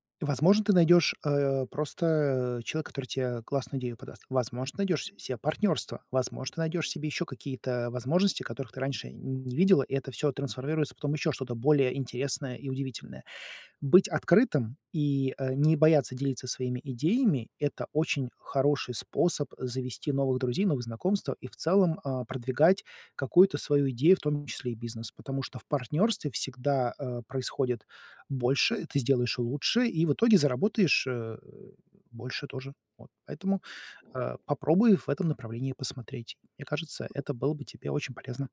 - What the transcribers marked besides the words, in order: tapping; other background noise
- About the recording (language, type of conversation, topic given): Russian, advice, Как вы прокрастинируете из-за страха неудачи и самокритики?